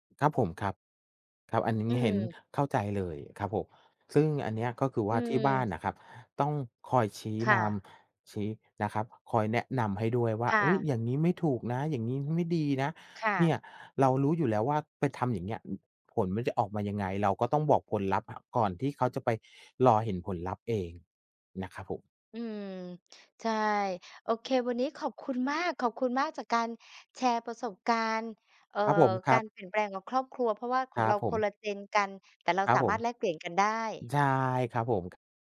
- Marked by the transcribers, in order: other noise
- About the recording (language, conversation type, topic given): Thai, unstructured, คุณคิดอย่างไรกับการเปลี่ยนแปลงของครอบครัวในยุคปัจจุบัน?